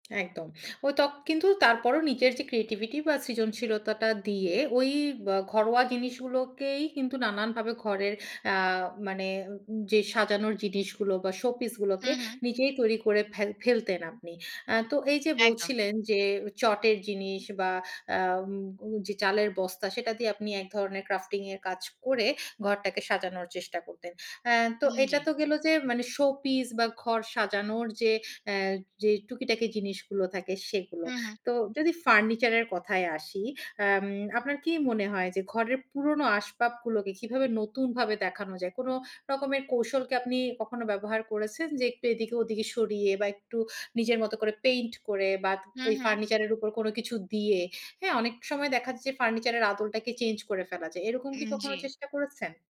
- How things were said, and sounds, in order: tapping; other background noise; in English: "crafting"
- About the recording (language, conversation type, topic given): Bengali, podcast, কম বাজেটে ঘর সাজানোর টিপস বলবেন?